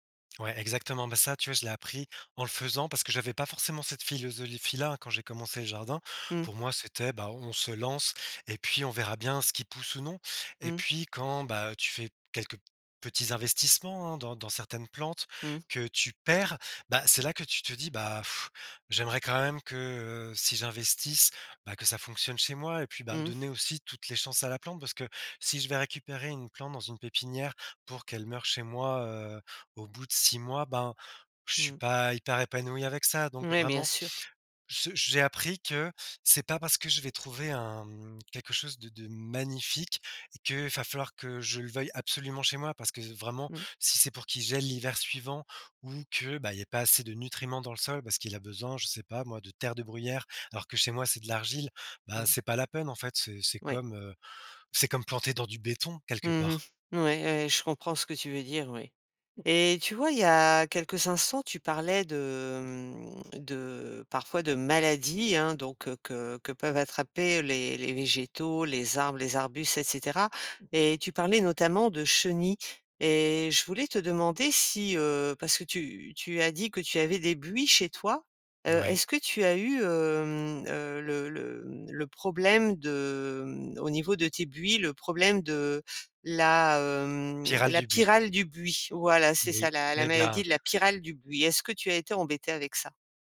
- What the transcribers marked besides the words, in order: "philosophie-là" said as "philosoliphie-là"; stressed: "perds"; blowing; stressed: "pyrale"
- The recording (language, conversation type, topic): French, podcast, Comment un jardin t’a-t-il appris à prendre soin des autres et de toi-même ?